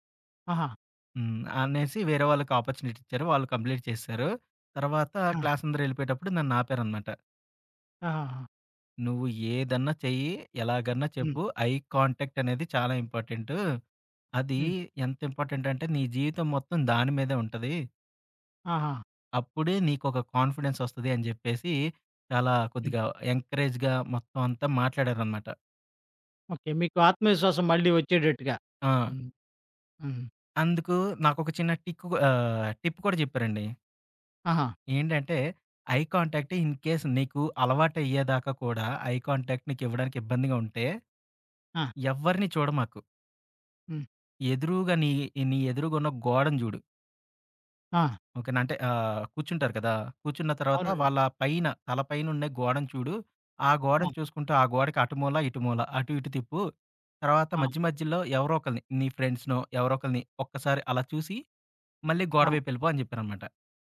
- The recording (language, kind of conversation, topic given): Telugu, podcast, ఆత్మవిశ్వాసం తగ్గినప్పుడు దానిని మళ్లీ ఎలా పెంచుకుంటారు?
- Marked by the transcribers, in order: in English: "కంప్లీట్"; in English: "ఐ కాంటాక్ట్"; in English: "ఎంకరేజ్‌గా"; in English: "టిప్"; in English: "ఐ కాంటాక్ట్ ఇన్‌కేస్"; in English: "ఐ కాంటాక్ట్"; in English: "ఫ్రెండ్స్‌నో"